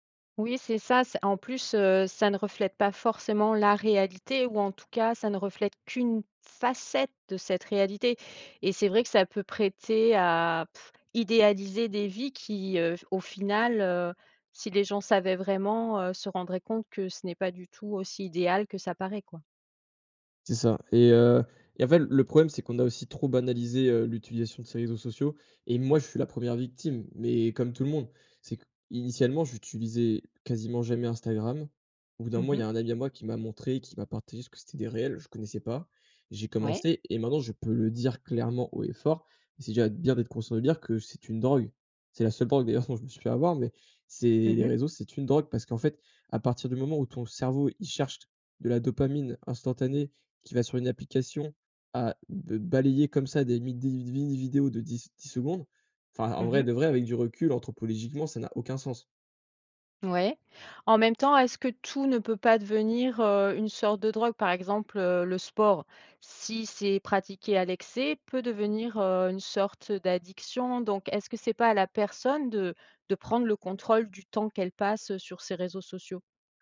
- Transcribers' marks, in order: stressed: "facette"; in English: "réels"; "reels" said as "réels"; laughing while speaking: "dont"
- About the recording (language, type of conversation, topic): French, podcast, Comment t’organises-tu pour faire une pause numérique ?